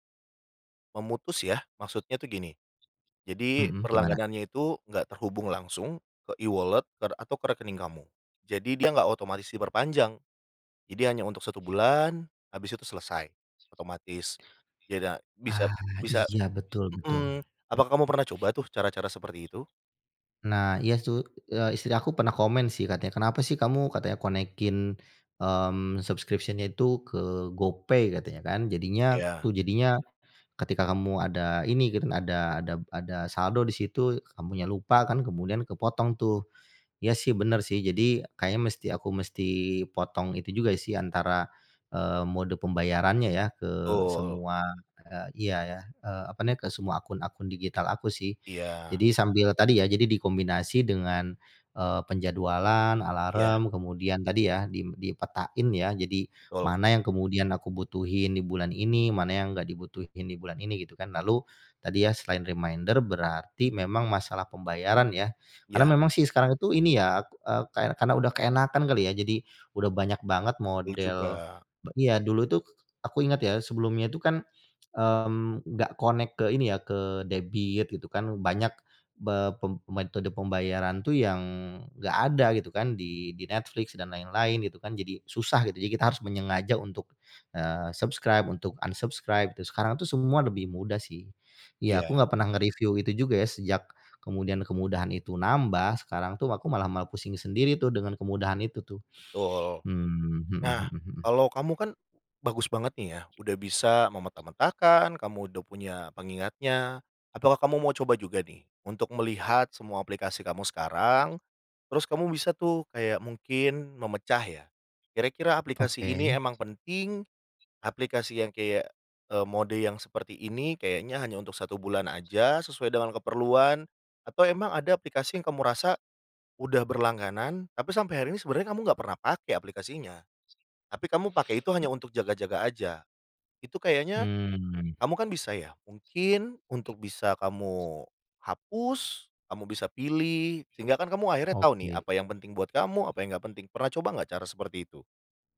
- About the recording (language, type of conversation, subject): Indonesian, advice, Mengapa banyak langganan digital yang tidak terpakai masih tetap dikenai tagihan?
- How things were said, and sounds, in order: other background noise; in English: "E-wallet"; tapping; in English: "connect-in"; in English: "subscription-nya"; in English: "reminder"; in English: "connect"; in English: "subscribe"; in English: "un-subscribe"; background speech